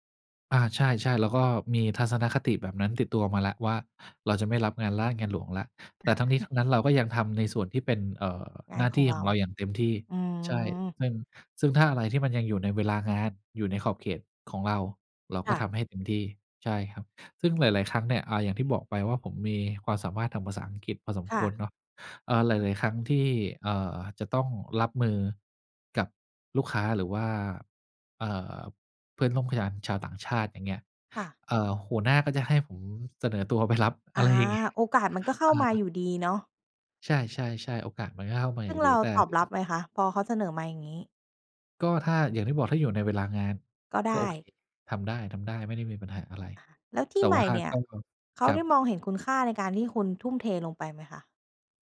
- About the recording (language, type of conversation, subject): Thai, podcast, ถ้าคิดจะเปลี่ยนงาน ควรเริ่มจากตรงไหนดี?
- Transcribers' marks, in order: chuckle; laughing while speaking: "อะไรอย่างงี้"; unintelligible speech